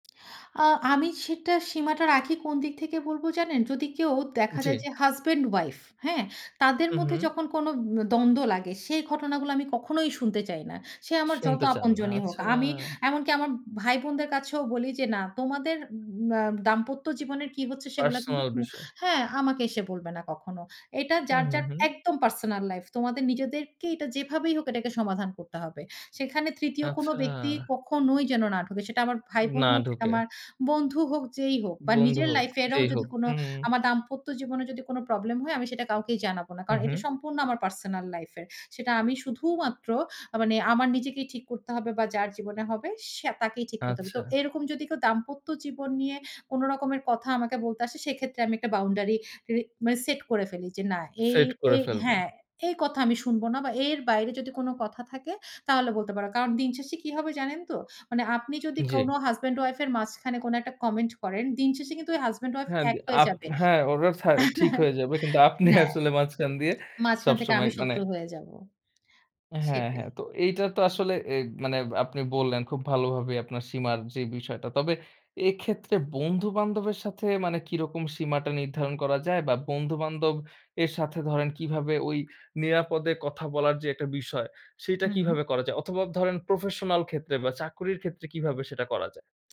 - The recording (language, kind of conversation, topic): Bengali, podcast, আপনি কীভাবে কাউকে নিরাপদ বোধ করান, যাতে সে খোলাখুলি কথা বলতে পারে?
- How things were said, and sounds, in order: laughing while speaking: "আপনি আসলে মাঝখান দিয়ে"; chuckle